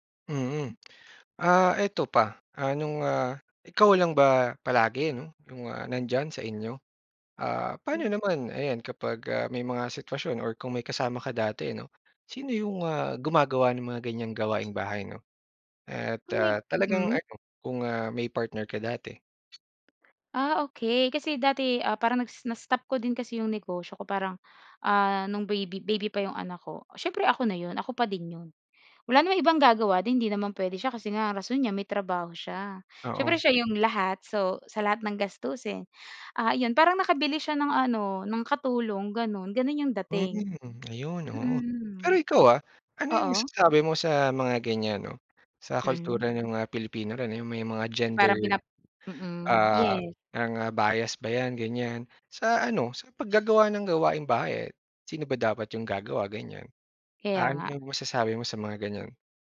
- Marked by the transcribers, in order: other background noise
- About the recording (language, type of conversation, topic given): Filipino, podcast, Paano ninyo hinahati-hati ang mga gawaing-bahay sa inyong pamilya?